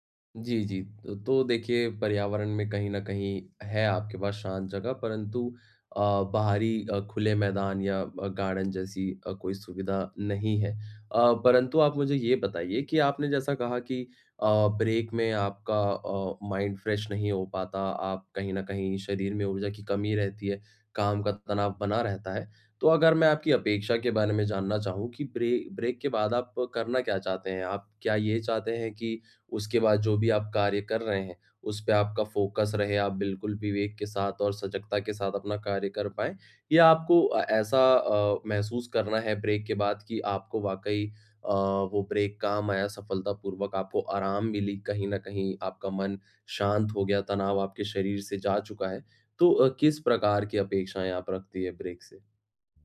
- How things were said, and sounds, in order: in English: "गार्डन"; in English: "ब्रेक"; in English: "माइंड फ्रेश"; in English: "ब्रेक"; in English: "फोकस"; in English: "ब्रेक"; in English: "ब्रेक"; in English: "ब्रेक"
- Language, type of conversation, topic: Hindi, advice, काम के बीच में छोटी-छोटी ब्रेक लेकर मैं खुद को मानसिक रूप से तरोताज़ा कैसे रख सकता/सकती हूँ?